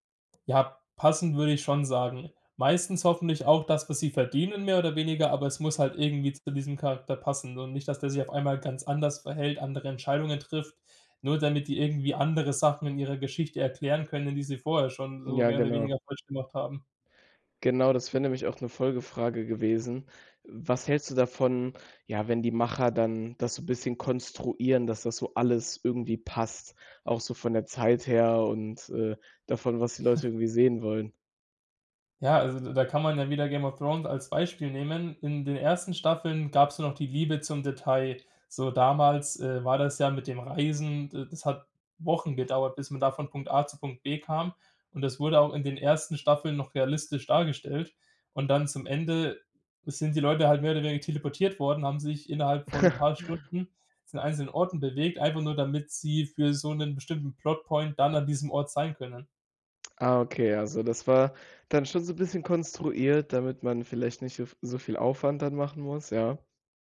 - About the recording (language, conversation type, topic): German, podcast, Was macht ein Serienfinale für dich gelungen oder enttäuschend?
- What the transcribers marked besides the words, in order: chuckle; chuckle; in English: "Plot-Point"